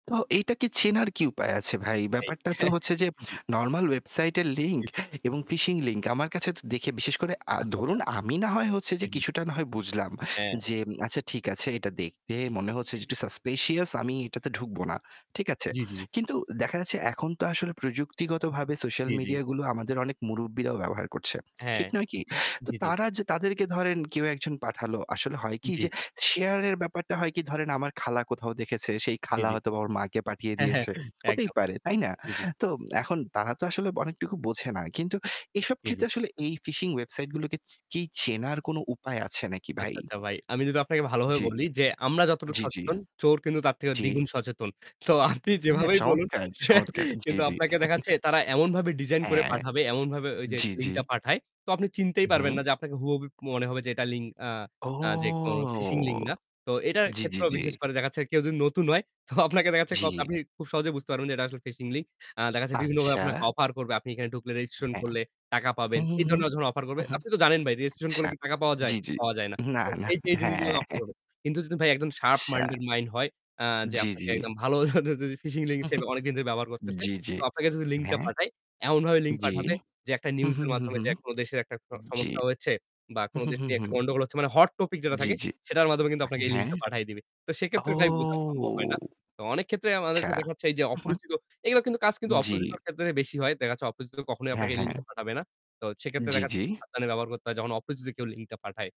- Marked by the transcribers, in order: chuckle; in English: "suspicious"; other background noise; laughing while speaking: "তো আপনি"; chuckle; chuckle; drawn out: "ও!"; laughing while speaking: "তো আপনাকে"; distorted speech; laughing while speaking: "হ্যাঁ"; in English: "শার্প মাইন্ডেড মাইন্ড"; laughing while speaking: "ভালো ফিশিং লিংক"; unintelligible speech; scoff; drawn out: "ও!"
- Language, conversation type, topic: Bengali, unstructured, আপনার মতে প্রযুক্তি আমাদের ব্যক্তিগত গোপনীয়তাকে কতটা ক্ষতি করেছে?